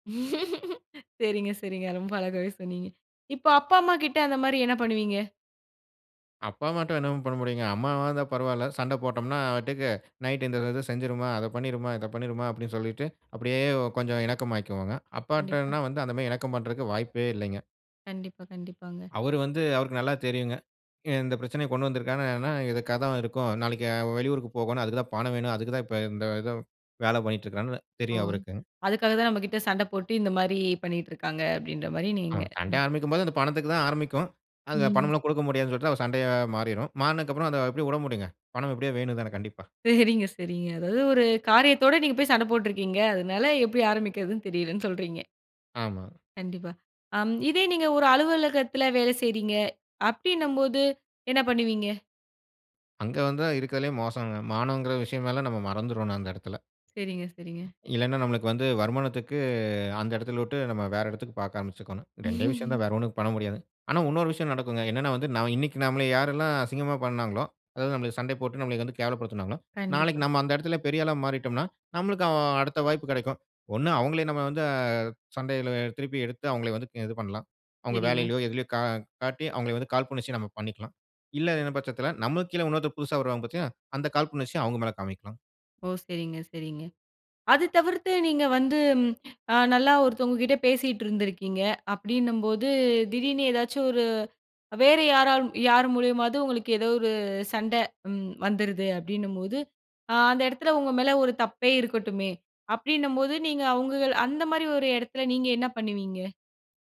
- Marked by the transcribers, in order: laugh; other background noise; other noise; "பாட்டுக்கு" said as "வட்டுக்கு"; laughing while speaking: "சரிங்க, சரிங்க"; laugh
- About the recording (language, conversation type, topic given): Tamil, podcast, சண்டை முடிந்த பிறகு உரையாடலை எப்படி தொடங்குவது?